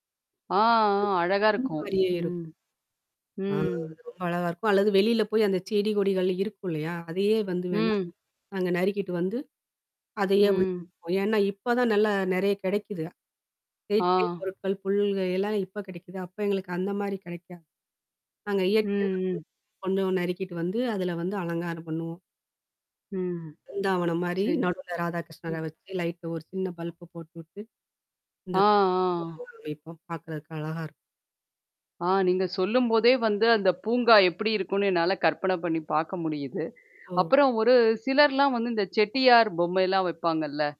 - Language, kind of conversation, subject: Tamil, podcast, வீட்டில் உள்ள சின்னச் சின்ன பொருள்கள் உங்கள் நினைவுகளை எப்படிப் பேணிக்காக்கின்றன?
- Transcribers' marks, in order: static; distorted speech; tapping; unintelligible speech; other background noise; mechanical hum; in English: "பல்ப"; unintelligible speech